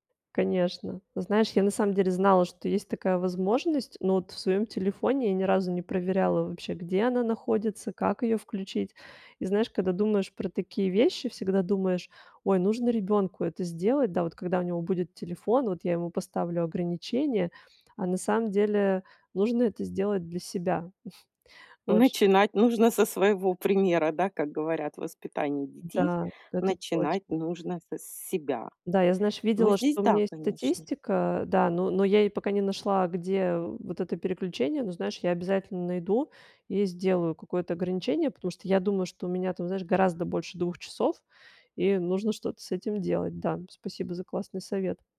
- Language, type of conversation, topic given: Russian, advice, Как перестать сравнивать своё материальное положение с материальным положением других людей?
- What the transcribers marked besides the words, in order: tapping; chuckle; laughing while speaking: "со своего примера"